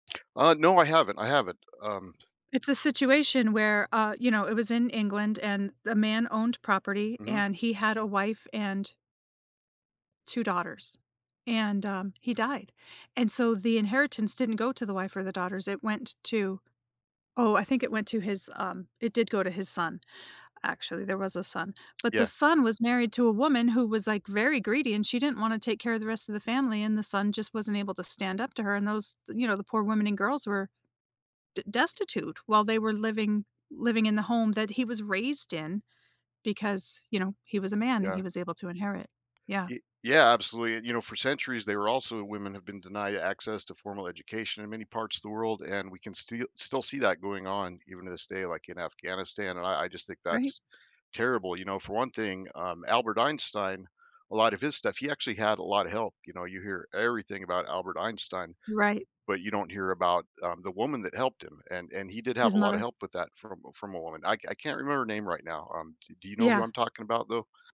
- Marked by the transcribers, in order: other background noise; tapping; stressed: "everything"
- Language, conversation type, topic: English, unstructured, How has history shown unfair treatment's impact on groups?